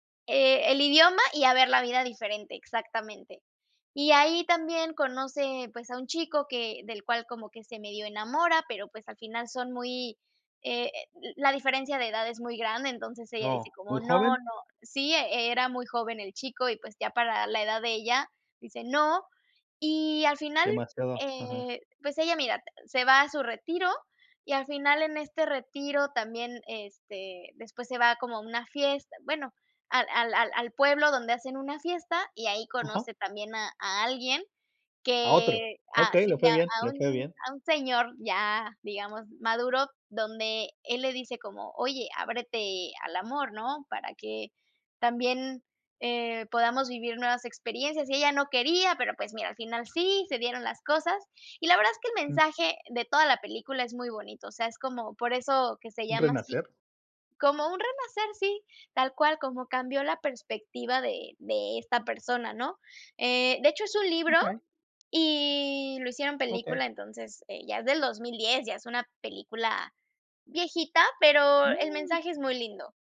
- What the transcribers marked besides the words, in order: tapping
- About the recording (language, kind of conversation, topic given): Spanish, unstructured, ¿Cuál es tu película favorita y por qué te gusta tanto?